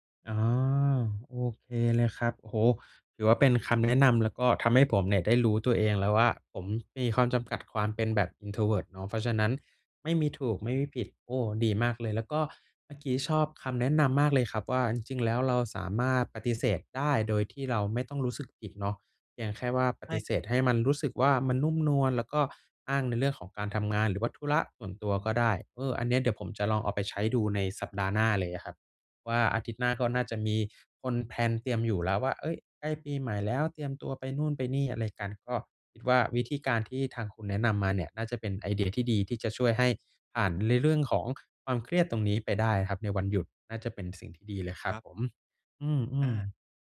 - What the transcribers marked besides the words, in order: tapping
- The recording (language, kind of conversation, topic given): Thai, advice, ทำอย่างไรดีเมื่อฉันเครียดช่วงวันหยุดเพราะต้องไปงานเลี้ยงกับคนที่ไม่ชอบ?